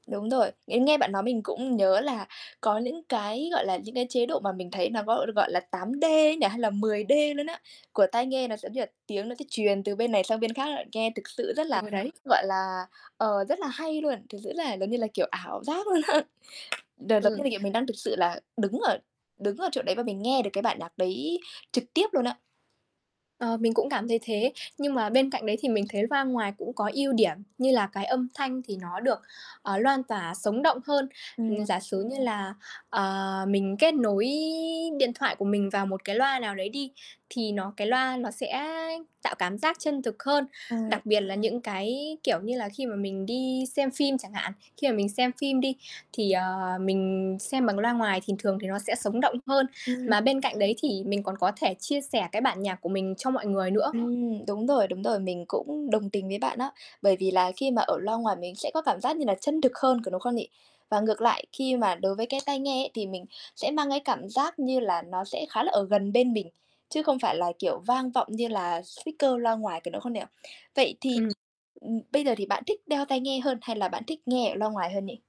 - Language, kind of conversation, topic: Vietnamese, unstructured, Bạn thích nghe nhạc bằng tai nghe hay loa ngoài hơn?
- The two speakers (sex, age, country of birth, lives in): female, 18-19, Vietnam, Vietnam; female, 20-24, Vietnam, Vietnam
- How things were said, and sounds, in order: tapping; static; other background noise; unintelligible speech; chuckle; unintelligible speech; in English: "speaker"